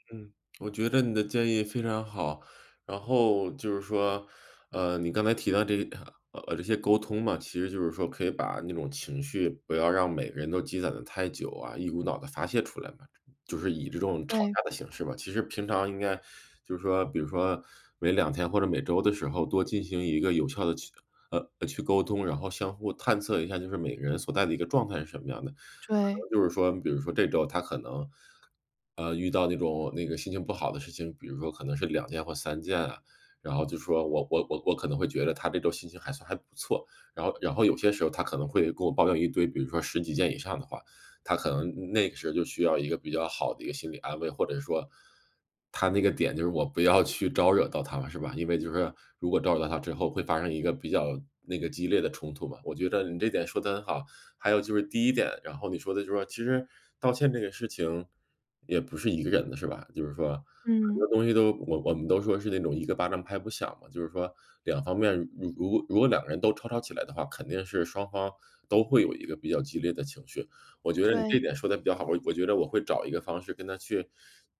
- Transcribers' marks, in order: none
- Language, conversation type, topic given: Chinese, advice, 在争吵中如何保持冷静并有效沟通？